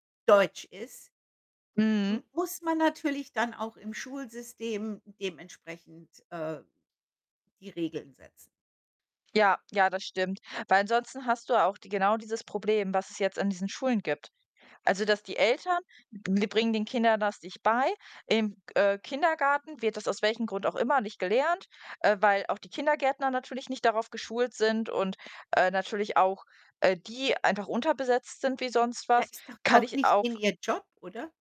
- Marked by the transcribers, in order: none
- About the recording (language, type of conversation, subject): German, unstructured, Findest du, dass das Schulsystem für alle gerecht ist?